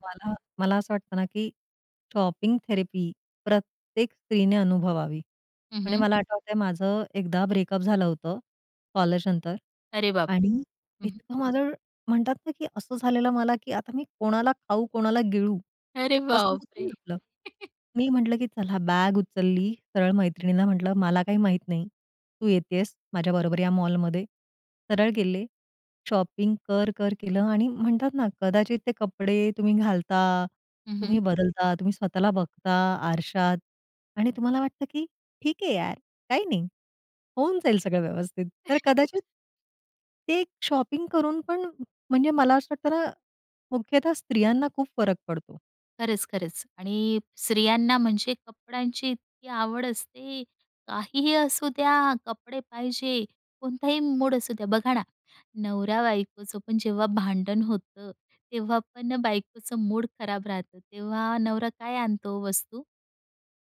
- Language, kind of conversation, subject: Marathi, podcast, कपडे निवडताना तुझा मूड किती महत्त्वाचा असतो?
- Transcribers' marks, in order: in English: "शॉपिंग थेरपी"; tapping; in English: "ब्रेकअप"; laughing while speaking: "अरे बाप रे!"; chuckle; in English: "शॉपिंग"; joyful: "होऊन जाईल सगळं व्यवस्थित"; chuckle; in English: "शॉपिंग"